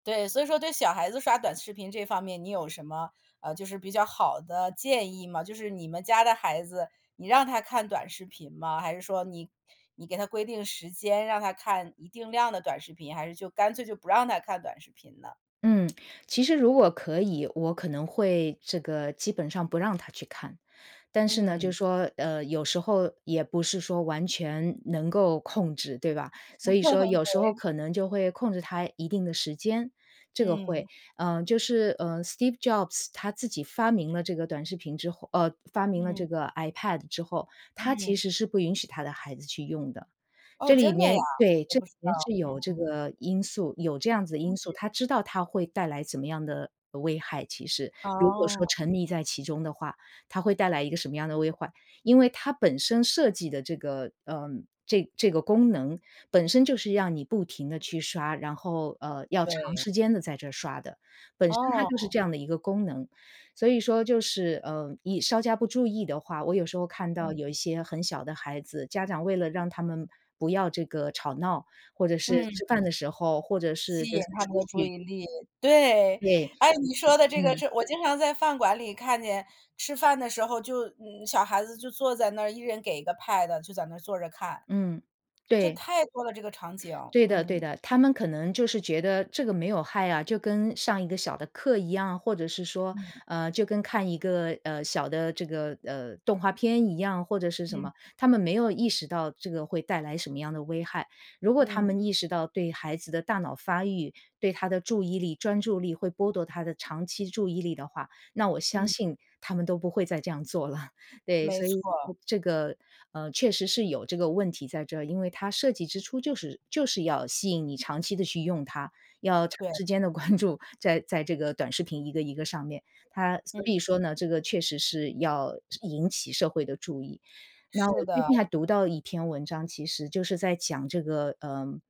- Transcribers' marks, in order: other background noise; tapping; laugh; in English: "Steve Jobs"; unintelligible speech; "危害" said as "危坏"; laughing while speaking: "做了"; laughing while speaking: "关注"
- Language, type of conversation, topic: Chinese, podcast, 你怎么看短视频对人们注意力的影响？